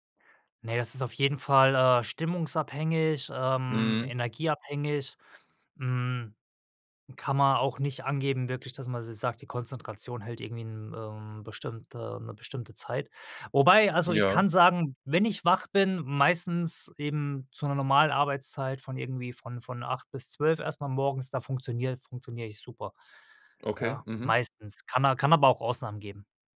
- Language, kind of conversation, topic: German, podcast, Woran merkst du, dass dich zu viele Informationen überfordern?
- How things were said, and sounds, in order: none